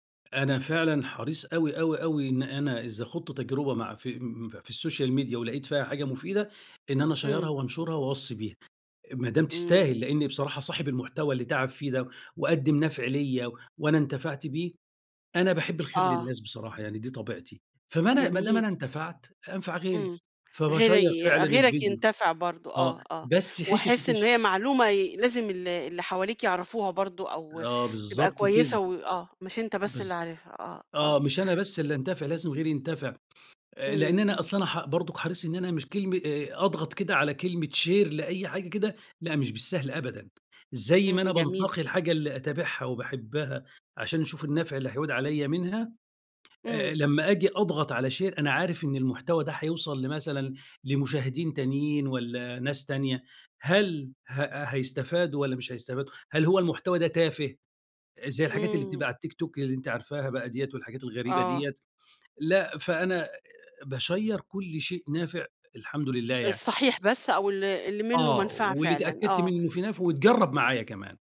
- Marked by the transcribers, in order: in English: "السوشيال ميديا"; in English: "أشيّرها"; in English: "فباشيّر"; in English: "شير"; in English: "شير"; in English: "باشيّر"
- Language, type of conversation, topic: Arabic, podcast, ليه بتتابع ناس مؤثرين على السوشيال ميديا؟